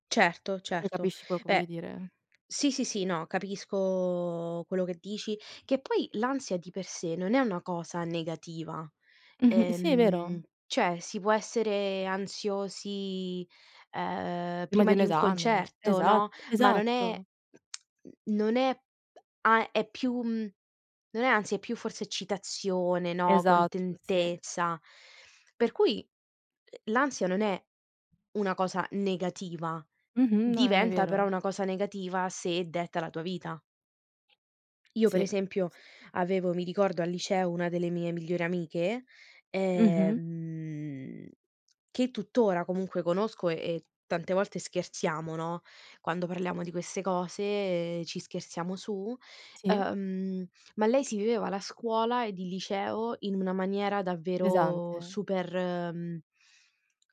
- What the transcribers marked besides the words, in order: other background noise; "voglio" said as "voio"; drawn out: "Capisco"; drawn out: "ehm"; tapping; drawn out: "ehm"; drawn out: "cose"; drawn out: "davvero"
- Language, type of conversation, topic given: Italian, unstructured, Come affronti i momenti di ansia o preoccupazione?